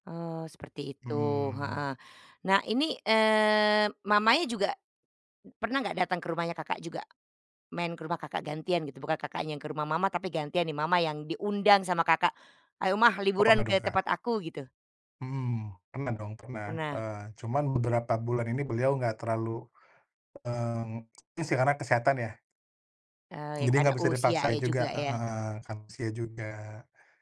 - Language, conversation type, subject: Indonesian, podcast, Apa makna berbagi makanan hangat bagi kamu dalam keluarga atau pertemanan?
- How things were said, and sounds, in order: tsk